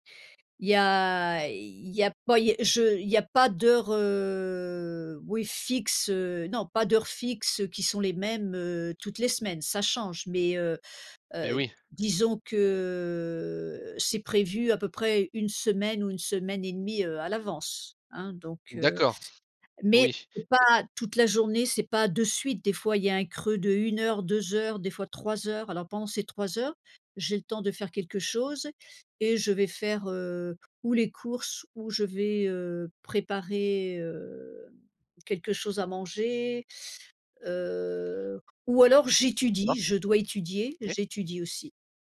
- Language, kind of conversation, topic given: French, podcast, Comment trouvez-vous l’équilibre entre le travail et la vie personnelle ?
- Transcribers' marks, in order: other background noise; drawn out: "heu"; drawn out: "que"